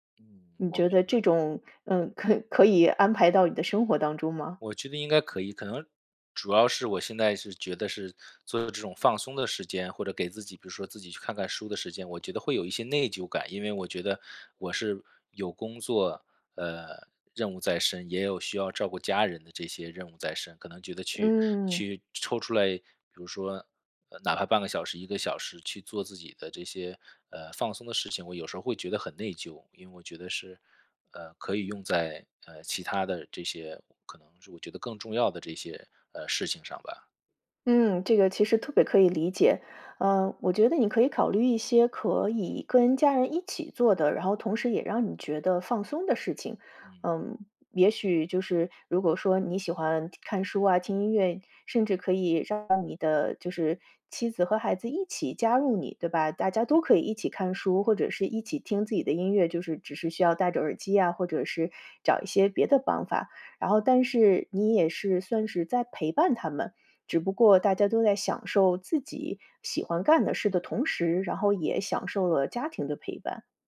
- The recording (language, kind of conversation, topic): Chinese, advice, 日常压力会如何影响你的注意力和创造力？
- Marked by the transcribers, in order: other background noise